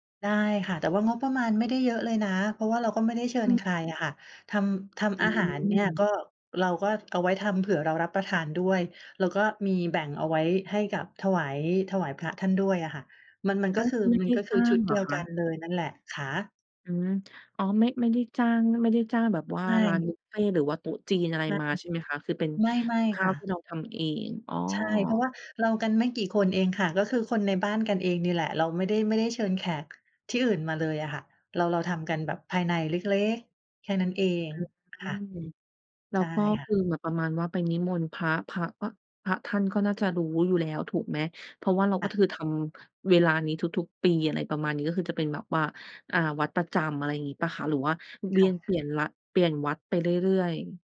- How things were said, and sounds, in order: none
- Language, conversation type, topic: Thai, podcast, คุณเคยทำบุญด้วยการถวายอาหาร หรือร่วมงานบุญที่มีการจัดสำรับอาหารบ้างไหม?